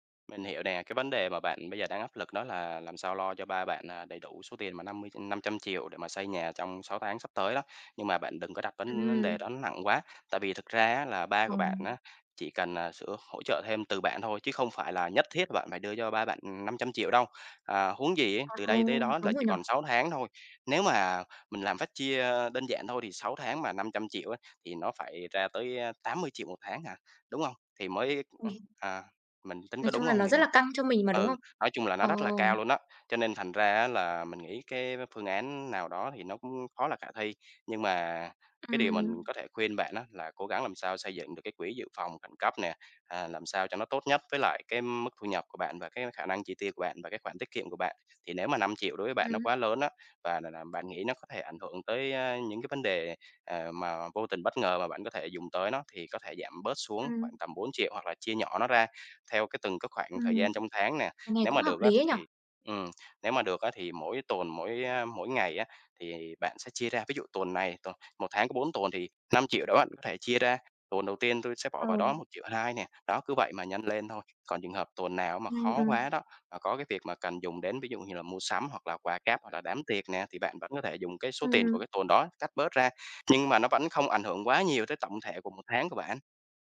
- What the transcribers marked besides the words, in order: other background noise; tapping; other noise
- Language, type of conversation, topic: Vietnamese, advice, Làm sao để lập quỹ khẩn cấp khi hiện tại tôi chưa có và đang lo về các khoản chi phí bất ngờ?